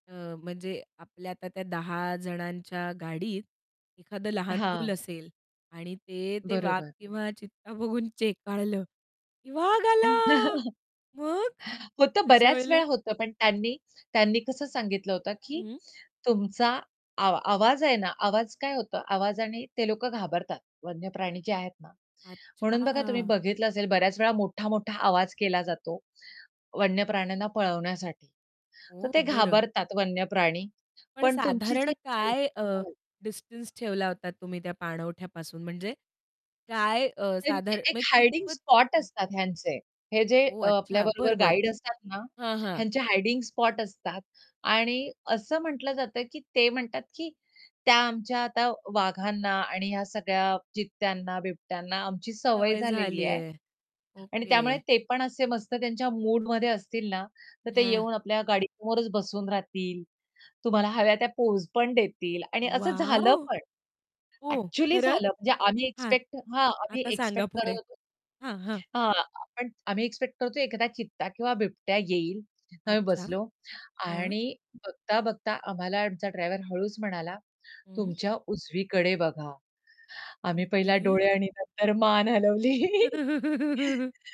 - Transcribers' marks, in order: laughing while speaking: "चित्ता बघून चेकाळलं"; chuckle; put-on voice: "की वाघ आला"; static; other background noise; unintelligible speech; distorted speech; joyful: "वॉव!"; anticipating: "आता सांगा पुढे? हां, हां"; laughing while speaking: "हलवली"; giggle
- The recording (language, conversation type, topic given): Marathi, podcast, जंगली प्राणी पाहताना तुम्ही कोणत्या गोष्टी लक्षात ठेवता?